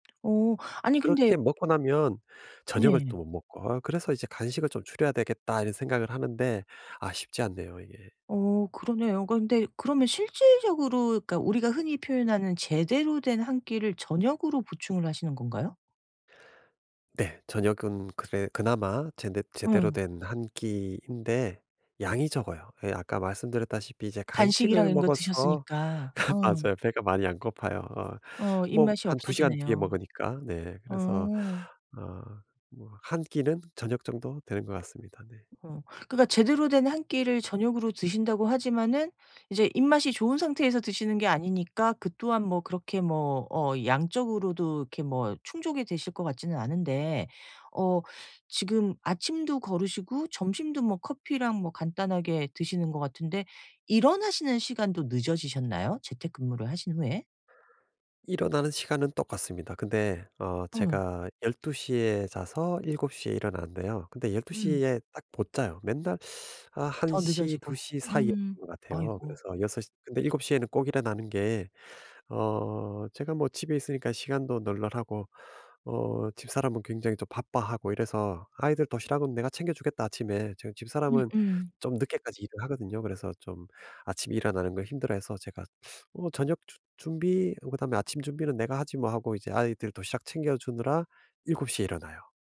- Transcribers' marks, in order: other background noise; tapping; laugh
- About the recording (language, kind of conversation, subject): Korean, advice, 간식이 당길 때 건강하게 조절하려면 어떻게 해야 할까요?